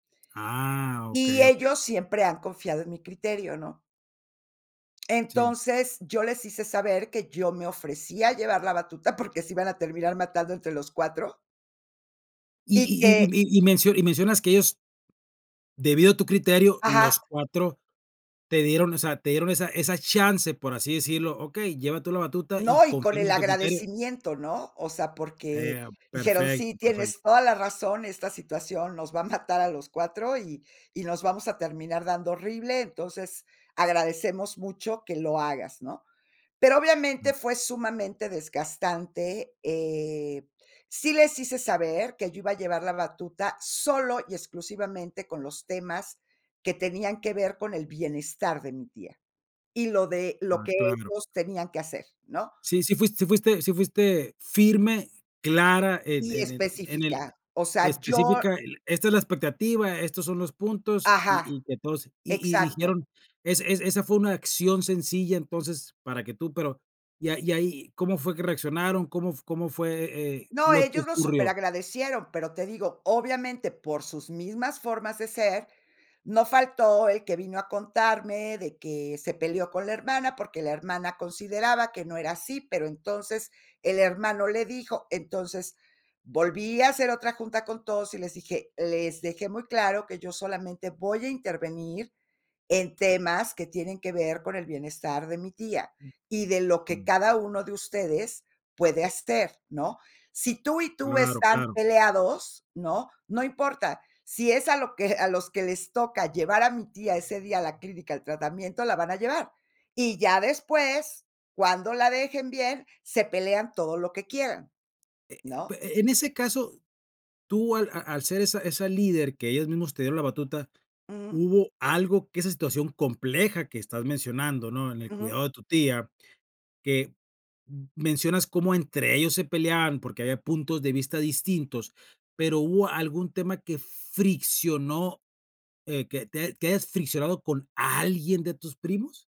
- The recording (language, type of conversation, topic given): Spanish, podcast, ¿Qué acciones sencillas recomiendas para reconectar con otras personas?
- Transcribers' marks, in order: unintelligible speech